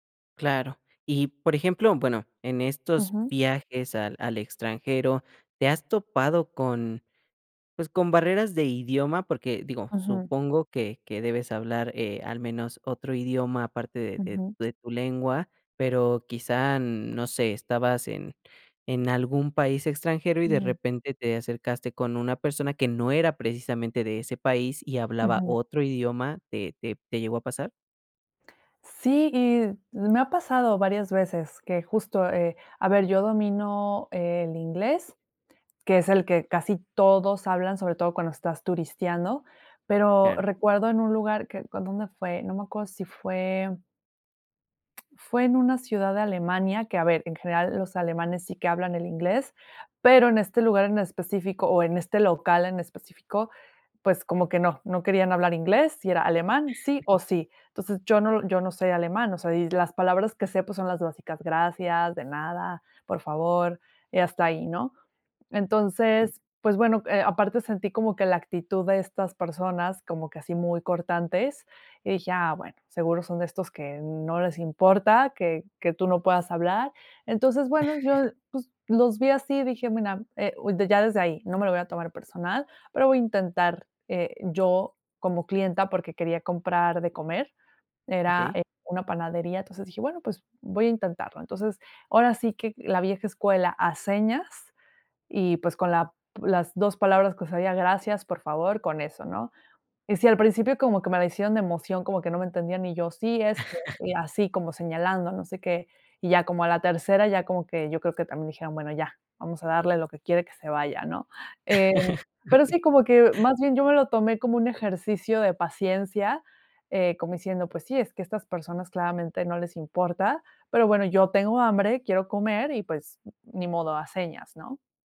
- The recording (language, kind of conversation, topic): Spanish, podcast, ¿Qué consejos tienes para hacer amigos viajando solo?
- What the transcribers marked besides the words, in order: other background noise; laugh; laugh; laughing while speaking: "Okey"